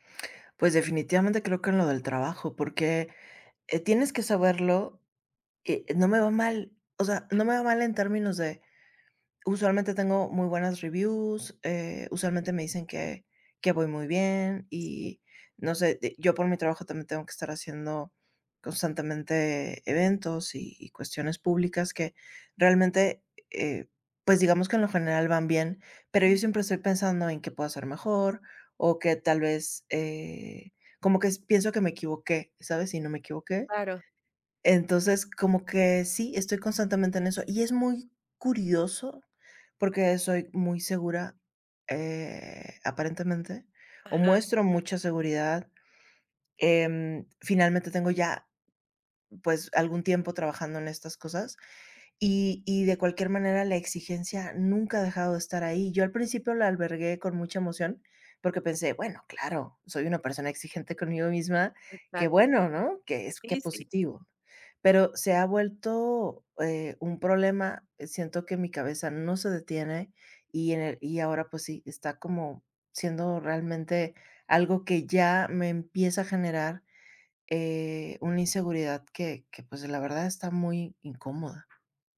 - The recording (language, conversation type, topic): Spanish, advice, ¿Cómo puedo manejar mi autocrítica constante para atreverme a intentar cosas nuevas?
- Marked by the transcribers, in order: other noise; other background noise